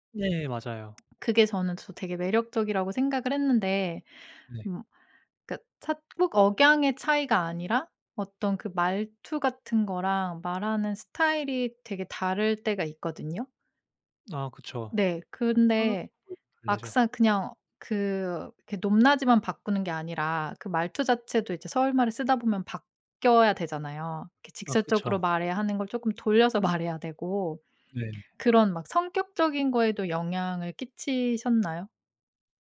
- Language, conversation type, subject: Korean, podcast, 사투리나 말투가 당신에게 어떤 의미인가요?
- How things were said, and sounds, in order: tapping; unintelligible speech; laughing while speaking: "말해야"